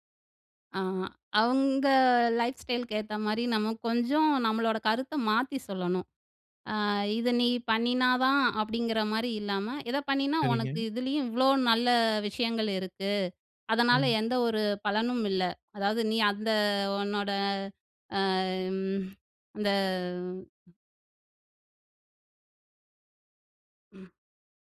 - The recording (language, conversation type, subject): Tamil, podcast, பாரம்பரியத்தை காப்பாற்றி புதியதை ஏற்கும் சமநிலையை எப்படிச் சீராகப் பேணலாம்?
- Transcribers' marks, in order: in English: "லைஃப் ஸ்டைல்"; drawn out: "ஆ"; drawn out: "அம்"; exhale; other background noise